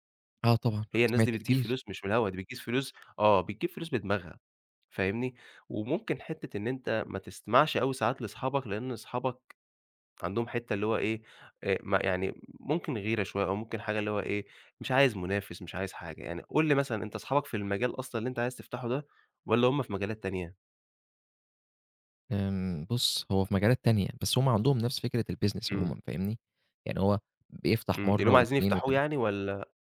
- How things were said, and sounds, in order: other background noise; in English: "الbusiness"
- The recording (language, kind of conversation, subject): Arabic, advice, إزاي أقدر أتخطّى إحساس العجز عن إني أبدأ مشروع إبداعي رغم إني متحمّس وعندي رغبة؟